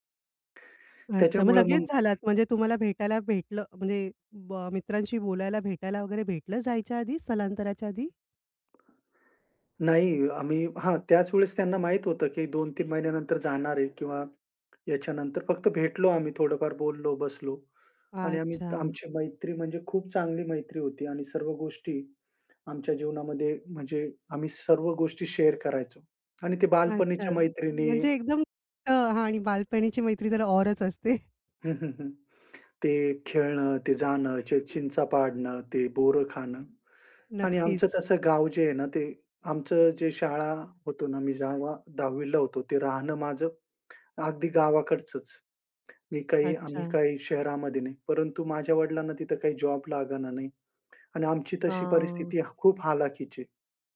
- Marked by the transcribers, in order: inhale; other background noise; lip smack; in English: "शेअर"; laughing while speaking: "बालपणीची मैत्री जरा औरच असते"; drawn out: "आ"
- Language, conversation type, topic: Marathi, podcast, जुनी मैत्री पुन्हा नव्याने कशी जिवंत कराल?